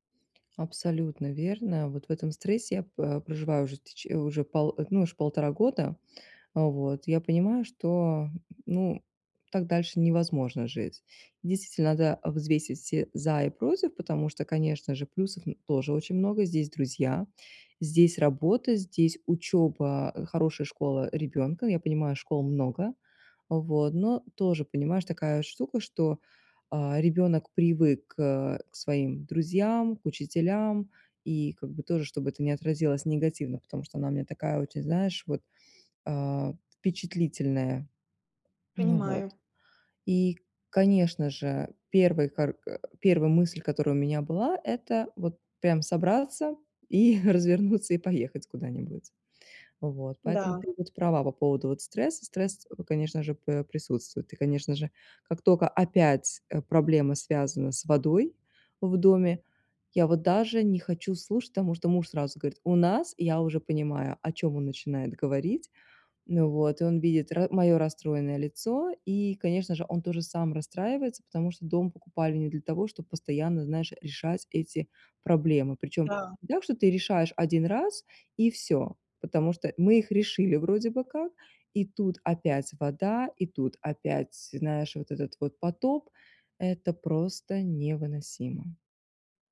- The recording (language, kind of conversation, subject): Russian, advice, Как справиться с тревогой из-за мировых новостей?
- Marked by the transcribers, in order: none